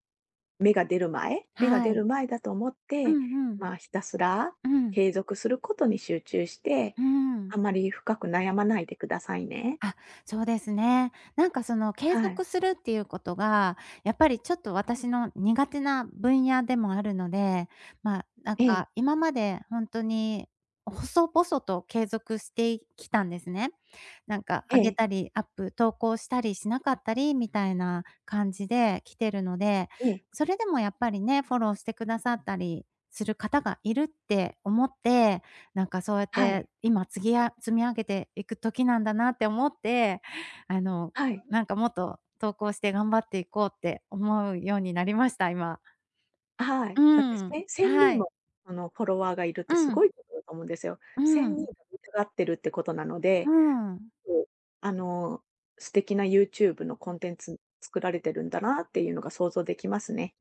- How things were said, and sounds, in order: in English: "フォロー"; in English: "フォロワー"; unintelligible speech
- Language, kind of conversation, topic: Japanese, advice, 期待した売上が出ず、自分の能力に自信が持てません。どうすればいいですか？